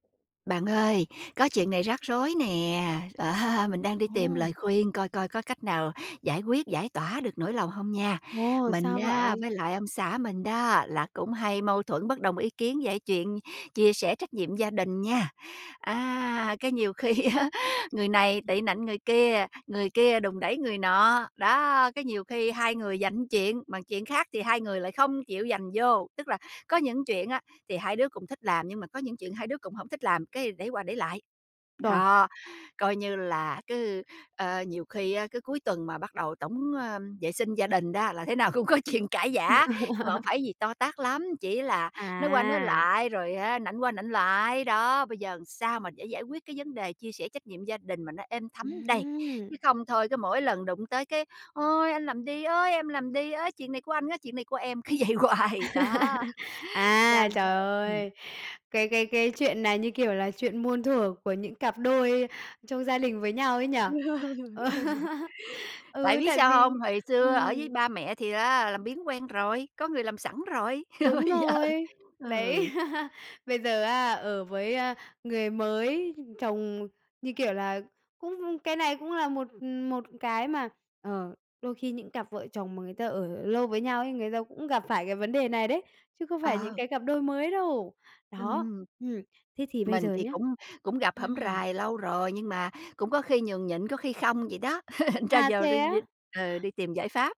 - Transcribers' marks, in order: chuckle; other background noise; laughing while speaking: "khi á"; "một" said as "ừn"; laughing while speaking: "cũng có chuyện"; laugh; "làm" said as "ừn"; tapping; laugh; laughing while speaking: "Cứ vậy hoài"; laugh; laugh; laughing while speaking: "Bây giờ"; chuckle; laugh
- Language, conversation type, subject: Vietnamese, advice, Bạn nên làm gì khi thường xuyên cãi vã với vợ/chồng về việc chia sẻ trách nhiệm trong gia đình?